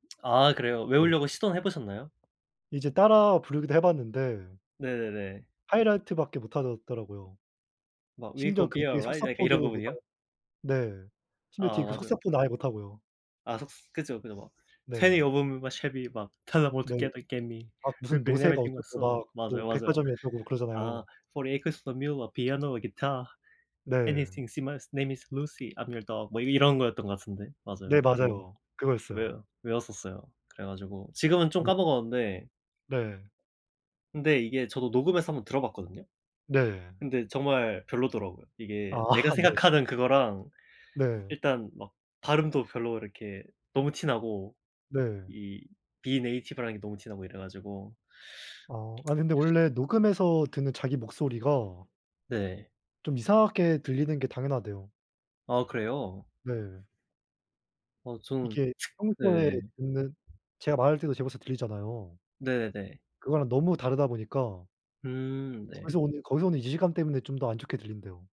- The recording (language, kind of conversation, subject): Korean, unstructured, 스트레스를 받을 때 보통 어떻게 푸세요?
- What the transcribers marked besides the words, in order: tapping; other background noise; put-on voice: "we gon' be alright"; in English: "we gon' be alright"; singing: "Twenty of 'em in my … everything I sow"; in English: "Twenty of 'em in my … everything I sow"; singing: "Forty acres and a mule … I'm your dog"; in English: "Forty acres and a mule … I'm your dog"; laughing while speaking: "아"; in English: "비native라는"; lip smack